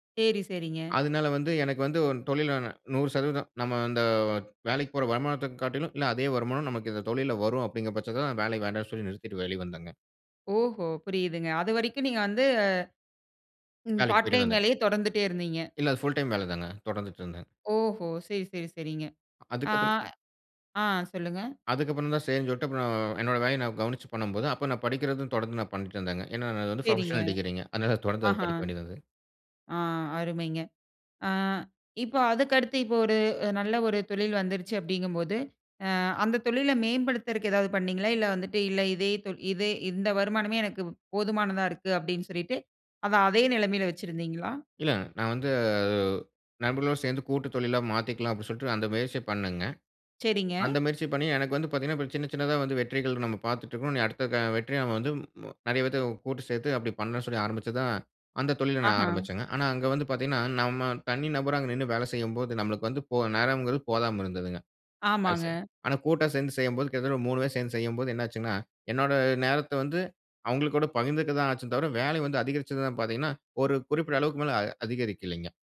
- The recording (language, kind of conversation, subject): Tamil, podcast, தொடக்கத்தில் சிறிய வெற்றிகளா அல்லது பெரிய இலக்கை உடனடி பலனின்றி தொடர்ந்து நாடுவதா—இவற்றில் எது முழுமையான தீவிரக் கவன நிலையை அதிகம் தூண்டும்?
- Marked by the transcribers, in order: in English: "பார்ட் டைம்"; in English: "புல் டைம்"; in English: "புரொபஷனல் டிகிரிங்க"; drawn out: "வந்து"